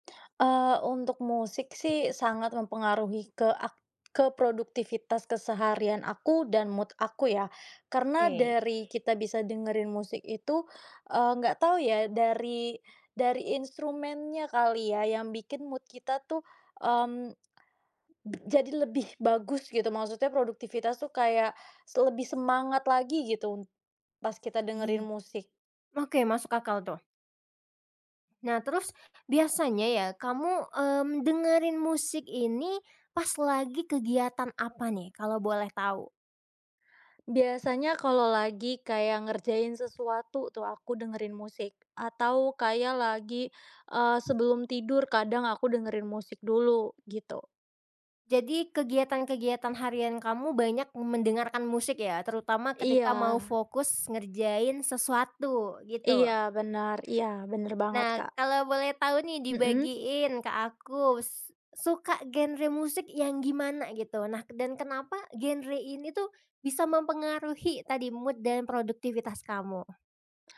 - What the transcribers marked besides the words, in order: tapping; in English: "mood"; in English: "mood"; other background noise; background speech; in English: "mood"
- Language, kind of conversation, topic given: Indonesian, podcast, Bagaimana musik memengaruhi suasana hati atau produktivitasmu sehari-hari?